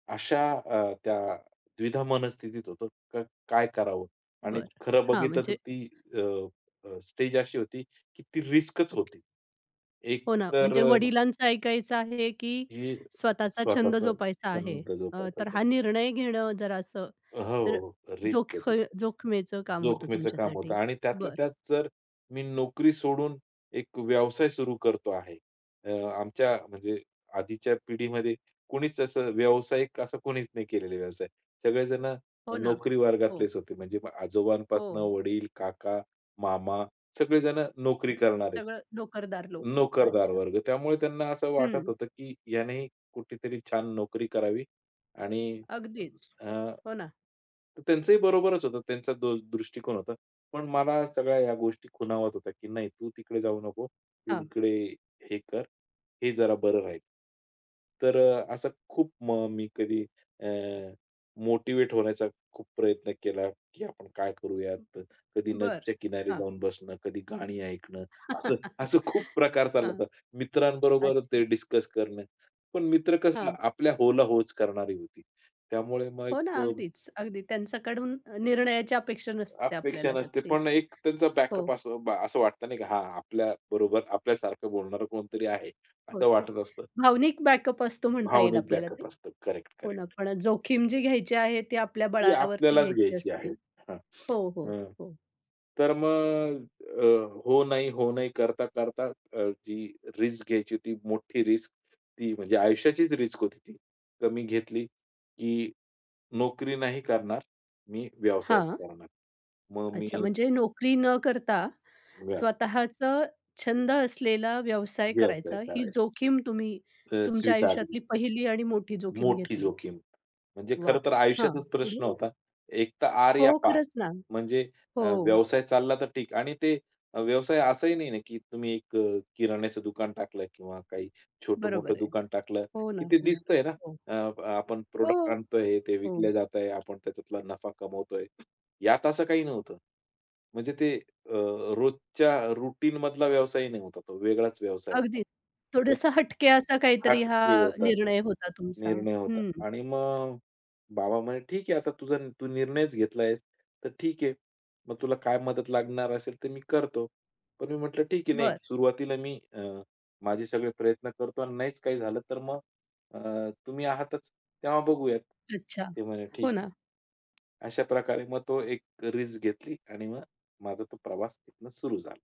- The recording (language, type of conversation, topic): Marathi, podcast, तुम्ही कधी मोठी जोखीम घेतली आणि काय घडलं?
- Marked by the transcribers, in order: other background noise; in English: "रिस्क"; tapping; chuckle; in English: "बॅकअप"; in English: "बॅकअप"; in English: "रिस्क"; in English: "रिस्क"; unintelligible speech; in English: "प्रॉडक्ट"; in English: "रूटीनमधला"; in English: "रिस्क"